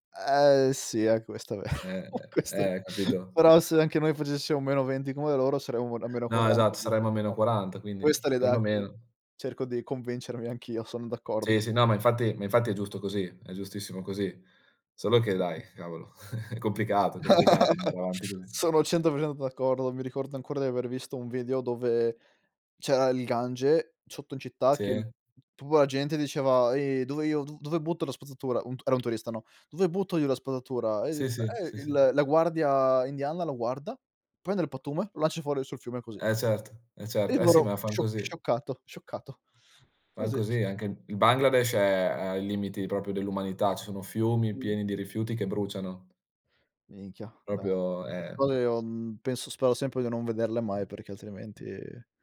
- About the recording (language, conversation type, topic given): Italian, unstructured, Quali piccoli gesti quotidiani possiamo fare per proteggere la natura?
- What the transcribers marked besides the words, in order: laughing while speaking: "vero, questo"; other background noise; chuckle; laugh; tapping; "proprio" said as "propio"; "Proprio" said as "propio"